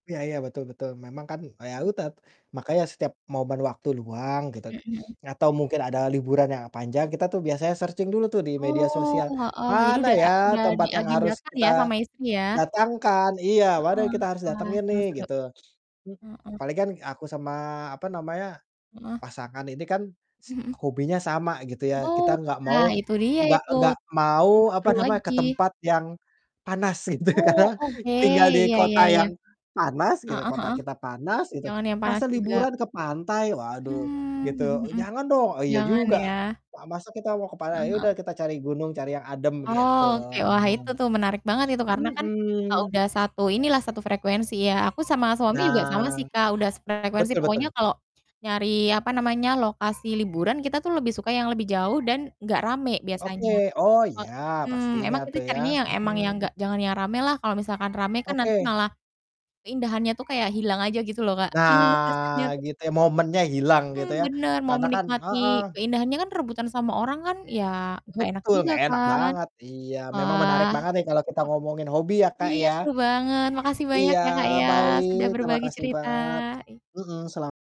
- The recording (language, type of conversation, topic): Indonesian, unstructured, Apakah kamu memiliki kenangan spesial yang berhubungan dengan hobimu?
- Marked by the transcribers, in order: other background noise; in English: "searching"; distorted speech; laughing while speaking: "gitu karena"; static; baby crying; drawn out: "Nah"; chuckle